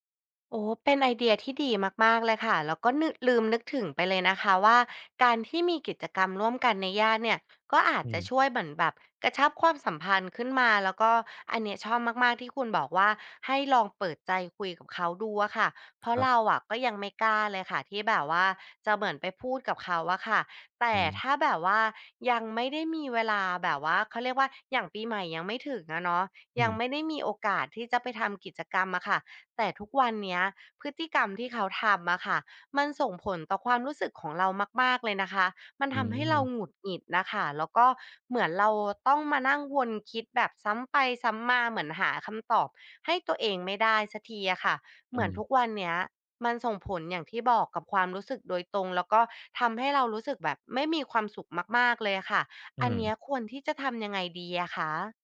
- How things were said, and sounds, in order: other background noise
- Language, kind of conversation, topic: Thai, advice, คุณควรตั้งขอบเขตและรับมือกับญาติที่ชอบควบคุมและละเมิดขอบเขตอย่างไร?